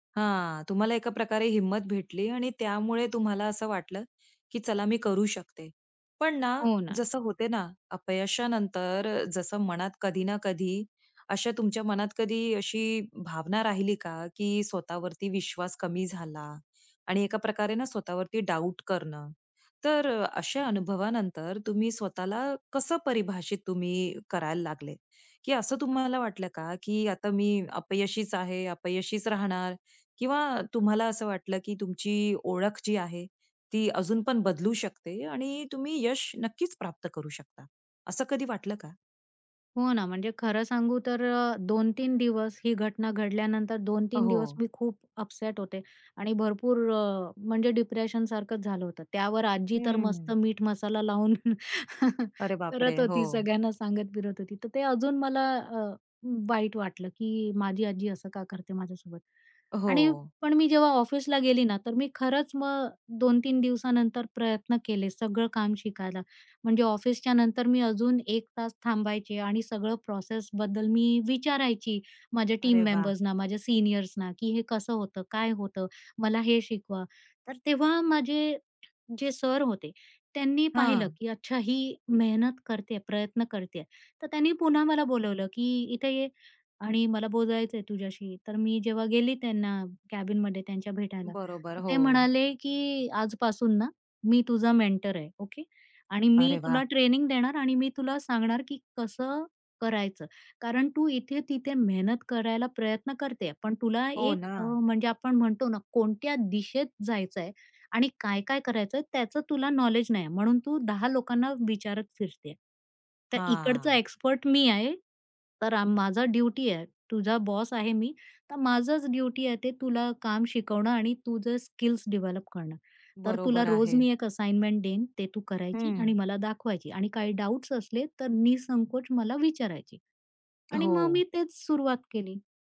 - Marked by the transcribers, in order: drawn out: "हां"; in English: "डाऊट"; other background noise; in English: "अपसेट"; in English: "डिप्रेशनसारखंच"; laughing while speaking: "लावून करत होती, सगळ्यांना सांगत फिरत होती"; sad: "वाईट वाटलं"; in English: "प्रोसेसबद्दल"; in English: "टीम मेंबर्सना"; in English: "सीनियर्सना"; in English: "कॅबिनमध्ये"; in English: "मेंटर"; in English: "ट्रेनिंग"; in English: "नॉलेज"; drawn out: "हां"; in English: "एक्सपर्ट"; in English: "ड्युटी"; in English: "बॉस"; in English: "ड्युटी"; in English: "स्किल्स डेव्हलप"; in English: "असाइनमेंट"; in English: "डाउट्स"
- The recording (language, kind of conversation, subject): Marathi, podcast, कामातील अपयशांच्या अनुभवांनी तुमची स्वतःची ओळख कशी बदलली?